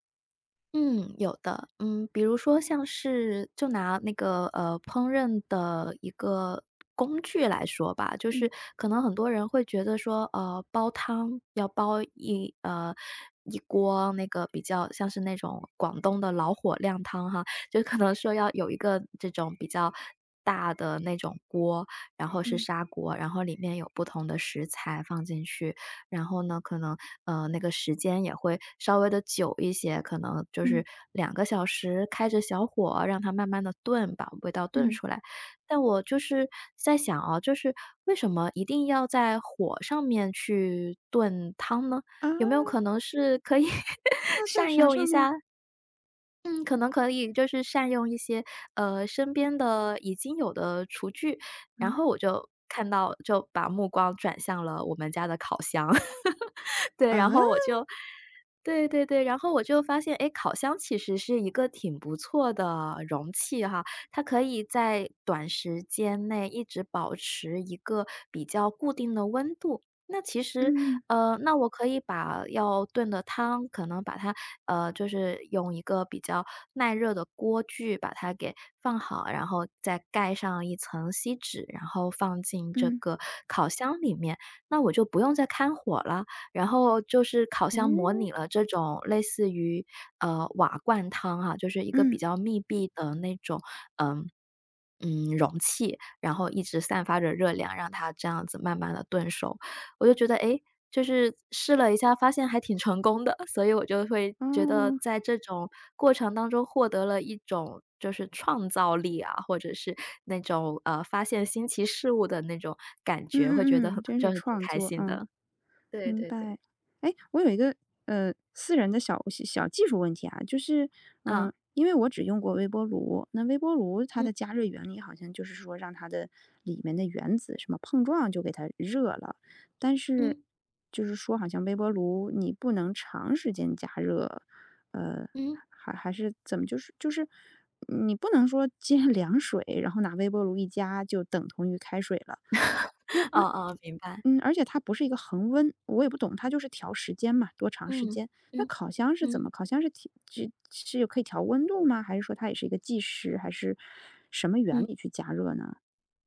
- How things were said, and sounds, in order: tapping; other street noise; laughing while speaking: "可能说"; laughing while speaking: "可以"; laugh; laughing while speaking: "的"; laughing while speaking: "接"; chuckle
- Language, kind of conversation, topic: Chinese, podcast, 你会把烹饪当成一种创作吗？